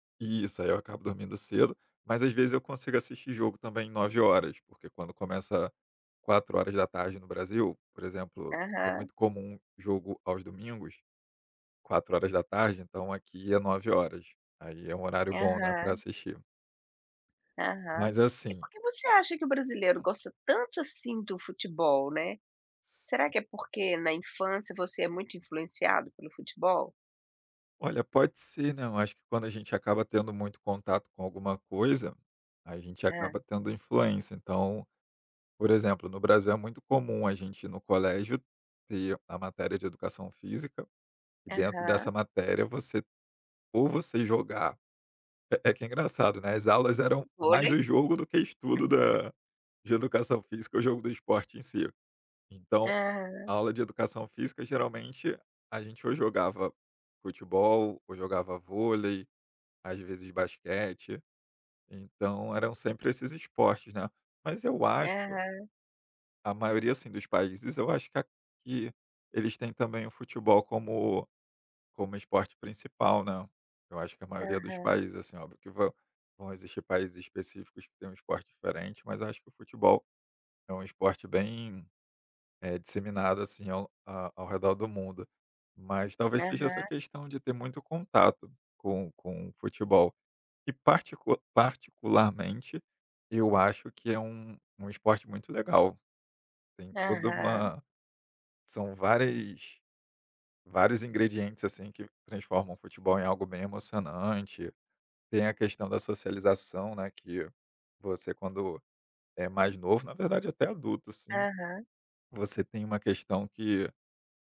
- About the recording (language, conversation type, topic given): Portuguese, podcast, Qual é a história por trás do seu hobby favorito?
- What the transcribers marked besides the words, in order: tapping; other background noise; other noise